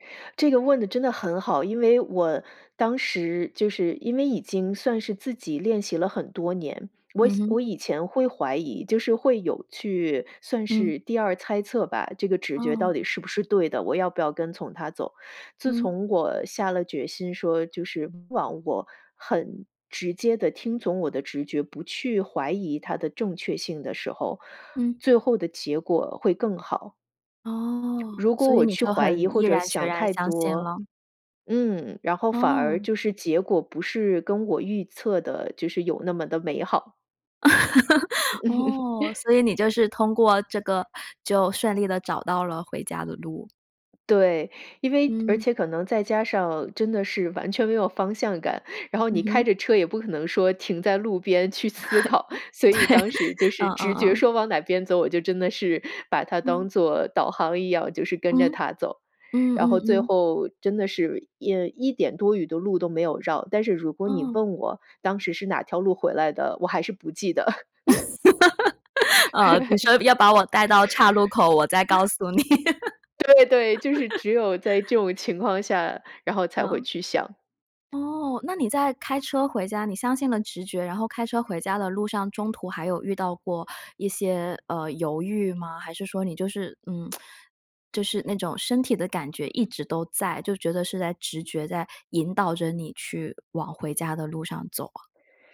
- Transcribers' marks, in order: lip smack; laugh; other background noise; chuckle; laughing while speaking: "对"; laugh; chuckle; laugh; laughing while speaking: "对 对，就是只有在这种情况下"; laughing while speaking: "你"; laugh; tsk
- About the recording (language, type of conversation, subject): Chinese, podcast, 当直觉与逻辑发生冲突时，你会如何做出选择？